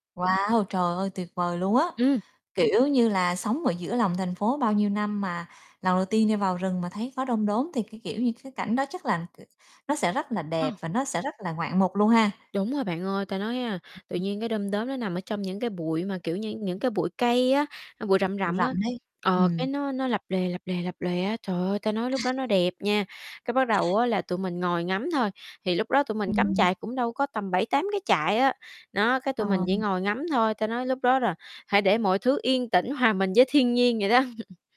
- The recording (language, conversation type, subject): Vietnamese, podcast, Một chuyến đi rừng đã thay đổi bạn như thế nào?
- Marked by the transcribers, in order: other background noise; static; unintelligible speech; distorted speech; chuckle; chuckle